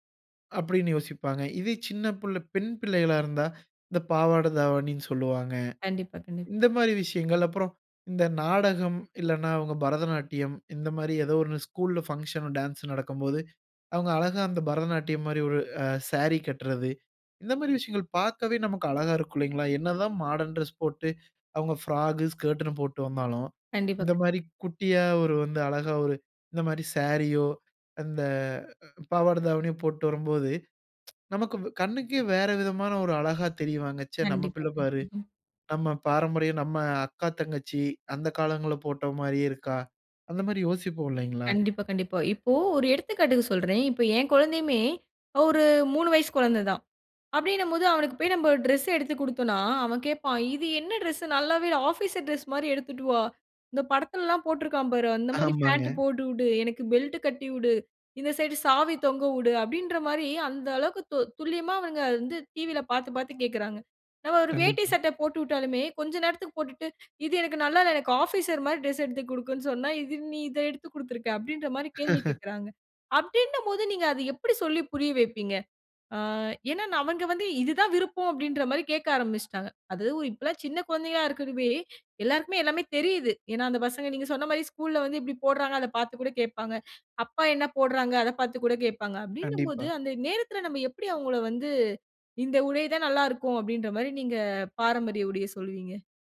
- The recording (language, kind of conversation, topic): Tamil, podcast, குழந்தைகளுக்கு கலாச்சார உடை அணியும் மரபை நீங்கள் எப்படி அறிமுகப்படுத்துகிறீர்கள்?
- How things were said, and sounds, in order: in English: "மாடர்ன் டிரெஸ்"; in English: "ஃப்ராக், ஸ்கர்ட்னு"; lip smack; chuckle; in English: "ஆஃபீசர் டிரெஸ்"; laughing while speaking: "ஆமாங்க"; other noise; in English: "ஆஃபீசர்"; laugh